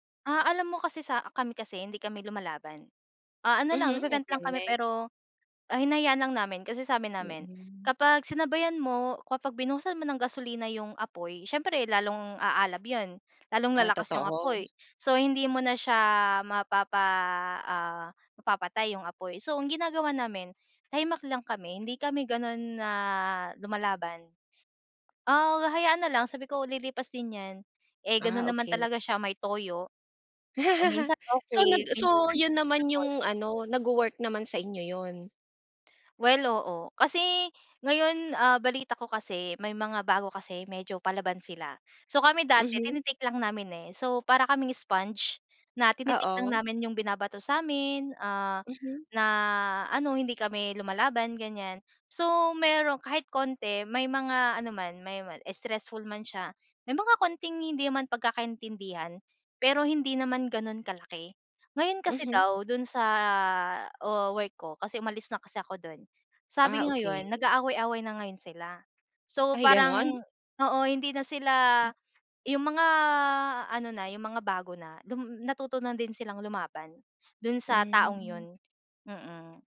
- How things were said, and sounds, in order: in English: "nagve-vent"; "tahimik" said as "tahimak"; chuckle; in English: "untouchable"; tapping
- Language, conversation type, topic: Filipino, podcast, Paano ka nagpapawi ng stress sa opisina?